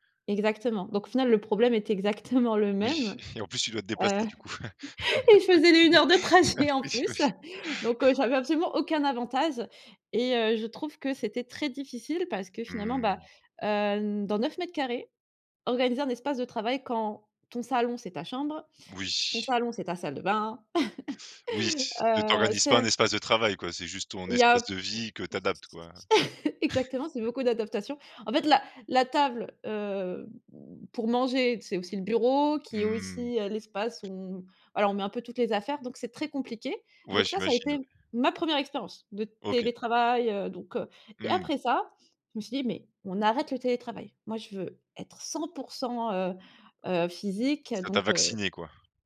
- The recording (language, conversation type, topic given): French, podcast, Comment fais-tu, au quotidien, pour bien séparer le travail et la vie personnelle quand tu travailles à la maison ?
- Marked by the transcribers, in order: laughing while speaking: "et je faisais les heures de trajet en plus"; laugh; laughing while speaking: "Oui, oui"; laugh; tapping; other background noise; chuckle; chuckle